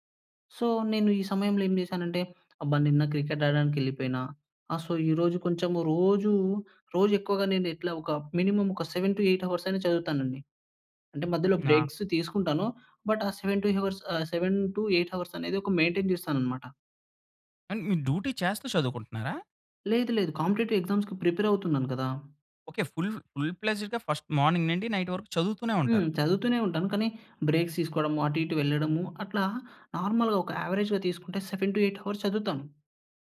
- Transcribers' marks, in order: in English: "సో"; in English: "సో"; in English: "మినిమమ్ సెవెన్ టూ ఎయిట్"; in English: "బ్రేక్స్"; other background noise; in English: "బట్"; in English: "సెవెన్ టూ హవర్స్"; in English: "సెవెన్ టూ ఎయిట్"; in English: "మెయింటెయిన్"; in English: "డ్యూటీ"; in English: "కాంపిటిటివ్ ఎగ్జామ్స్‌కి"; in English: "ఫుల్ ఫుల్ ప్లెడ్జ్‌గా, ఫస్ట్ మార్నింగ్"; in English: "నైట్"; in English: "బ్రేక్స్"; in English: "నార్మల్‌గా"; in English: "యావరేజ్‌గా"; in English: "సెవెన్ టూ ఎయిట్ హవర్స్"
- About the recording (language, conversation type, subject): Telugu, podcast, పనిపై దృష్టి నిలబెట్టుకునేందుకు మీరు పాటించే రోజువారీ రొటీన్ ఏమిటి?